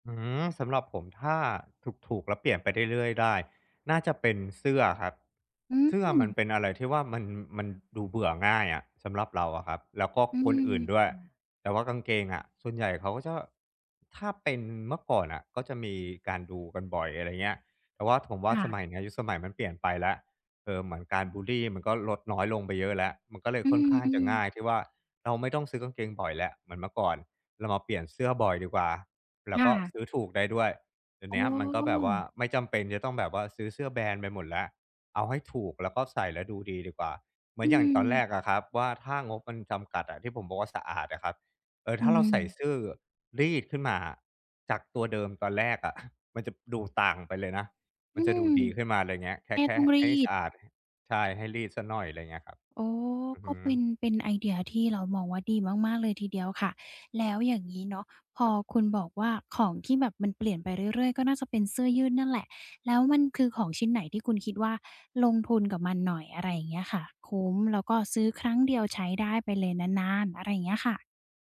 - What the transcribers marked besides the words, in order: "เรื่อย" said as "เดื้อย"; chuckle
- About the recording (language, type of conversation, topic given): Thai, podcast, ถ้าต้องแต่งตัวด้วยงบจำกัด คุณมีเทคนิคอะไรแนะนำบ้าง?